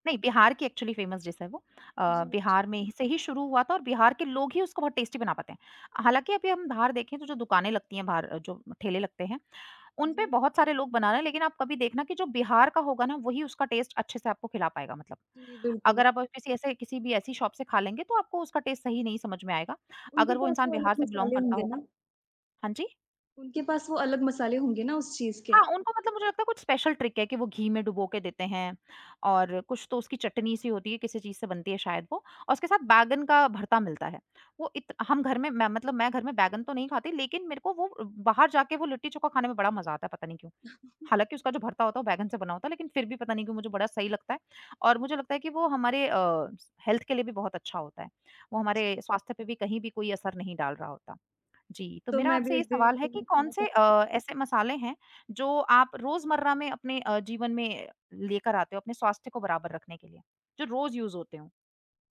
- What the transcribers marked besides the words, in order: in English: "एक्चुअली फ़ेमस डिश"; tapping; other background noise; in English: "टेस्टी"; in English: "टेस्ट"; in English: "शॉप"; in English: "टेस्ट"; in English: "बिलॉन्ग"; in English: "स्पेशल ट्रिक"; chuckle; in English: "हेल्थ"; in English: "यूज़"
- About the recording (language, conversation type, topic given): Hindi, unstructured, खाने में मसालों का क्या महत्व होता है?